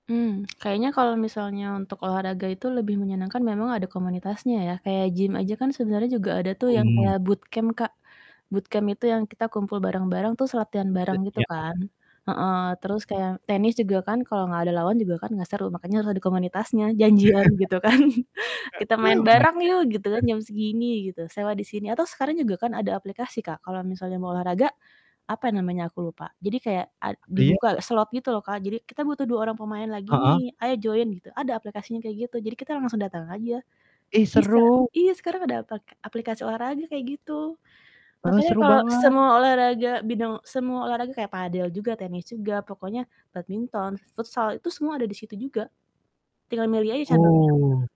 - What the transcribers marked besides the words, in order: static; in English: "bootcamp"; in English: "bootcamp"; distorted speech; other noise; chuckle; laughing while speaking: "gitu kan"; unintelligible speech; in English: "join"
- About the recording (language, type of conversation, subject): Indonesian, unstructured, Apa pengalaman paling menyenangkan yang pernah Anda alami saat berolahraga?